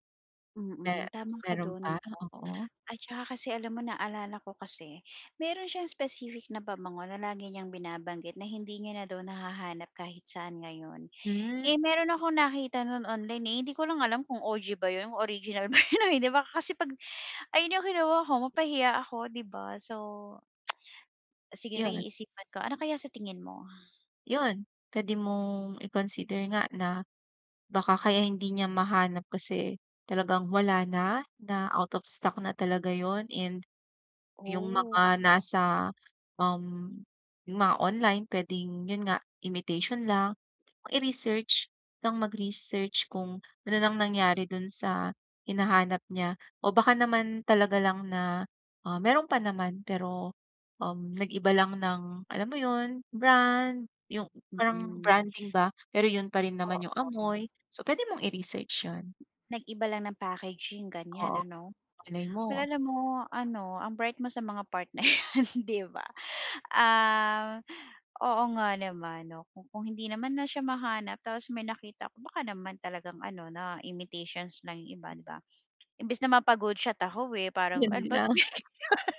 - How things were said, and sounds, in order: laugh; other background noise; laugh; laughing while speaking: "ano ba tong"
- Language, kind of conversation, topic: Filipino, advice, Bakit ako nalilito kapag napakaraming pagpipilian sa pamimili?